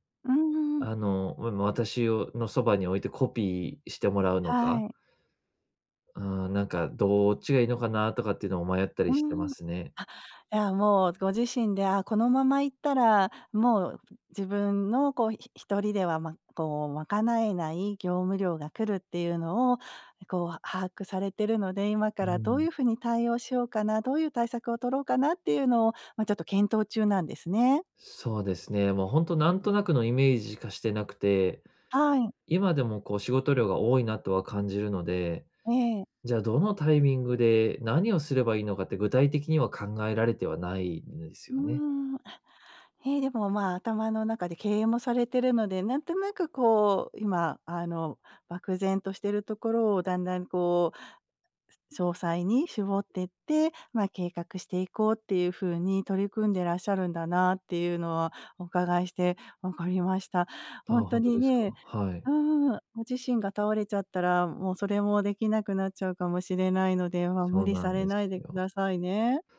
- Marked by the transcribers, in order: none
- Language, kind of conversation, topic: Japanese, advice, 仕事量が多すぎるとき、どうやって適切な境界線を設定すればよいですか？